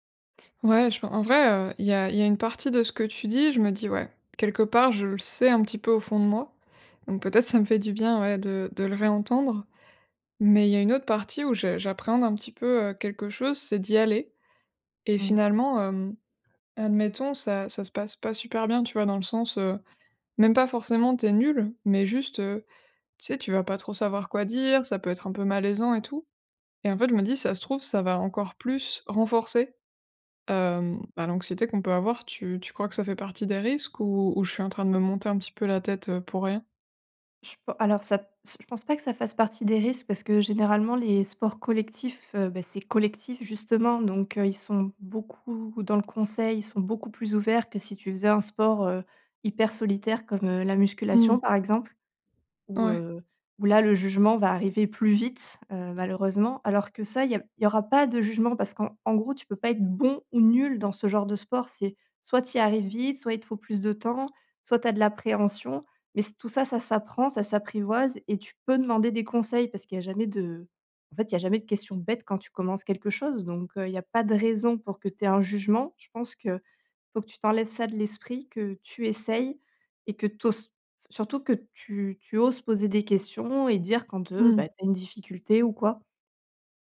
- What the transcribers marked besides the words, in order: other background noise; stressed: "bon"; stressed: "nul"; stressed: "peux"; stressed: "bête"; stressed: "raison"; "oses" said as "osses"
- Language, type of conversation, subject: French, advice, Comment surmonter ma peur d’échouer pour essayer un nouveau loisir ou un nouveau sport ?